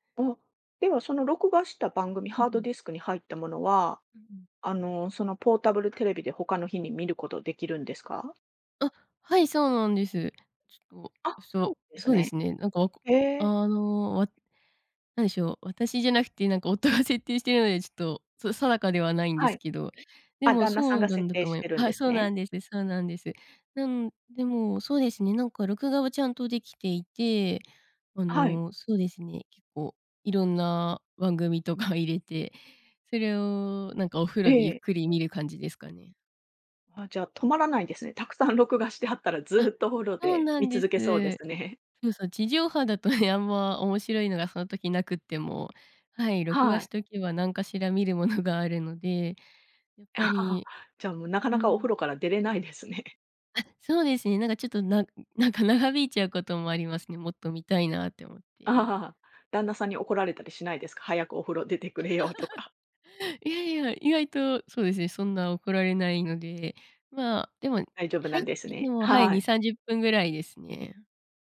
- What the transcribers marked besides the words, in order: tapping; chuckle; chuckle; chuckle
- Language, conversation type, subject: Japanese, podcast, お風呂でリラックスする方法は何ですか？